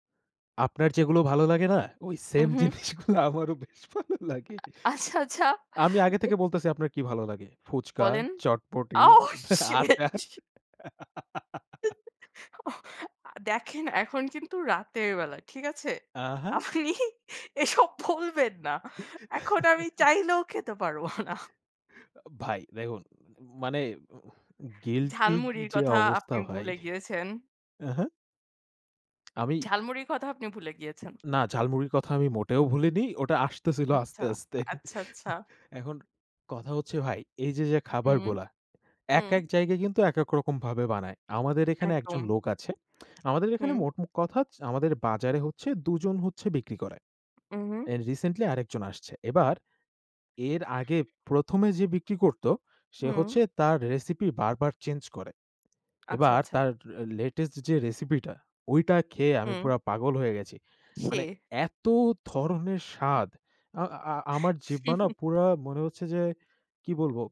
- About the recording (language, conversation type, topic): Bengali, unstructured, আপনার সবচেয়ে প্রিয় রাস্তার খাবার কোনটি?
- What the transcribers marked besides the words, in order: laughing while speaking: "same জিনিসগুলো আমারও বেশ ভালো লাগে"; in English: "same"; laughing while speaking: "আচ্ছা, আচ্ছা"; other noise; joyful: "Oh Shit!"; in English: "Oh Shit!"; laughing while speaking: "আচার"; giggle; laughing while speaking: "দেখেন এখন কিন্তু রাতের বেলা … খেতে পারবো না"; giggle; in English: "guilty"; tapping; "আমি" said as "আবি"; laughing while speaking: "আস্তে"; laugh; "একদম" said as "একডম"; in English: "and recently"; in English: "recipe"; in English: "change"; in English: "latest"; in English: "recipe"; wind; stressed: "এত"; laugh